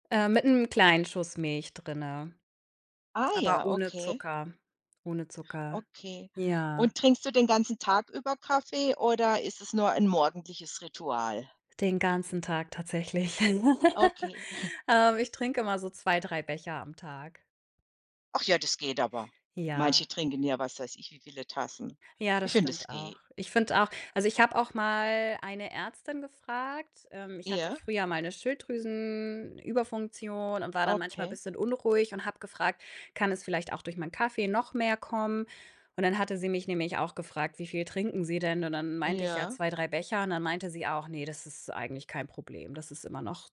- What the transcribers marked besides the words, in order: other background noise; laugh; snort
- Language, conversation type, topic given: German, podcast, Wie sieht dein morgendliches Ritual beim Kaffee- oder Teekochen aus?